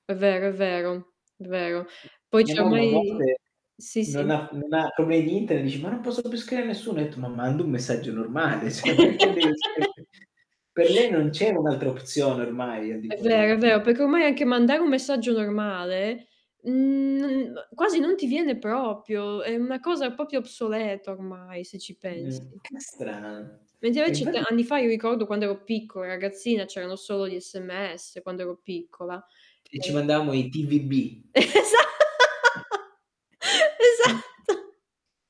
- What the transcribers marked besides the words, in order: static; other background noise; distorted speech; "cioè" said as "ceh"; unintelligible speech; laugh; "cioè" said as "ceh"; unintelligible speech; unintelligible speech; "proprio" said as "propio"; "proprio" said as "popio"; laughing while speaking: "Esa esatto"
- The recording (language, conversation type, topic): Italian, unstructured, In che modo la tecnologia sta cambiando il nostro modo di comunicare ogni giorno?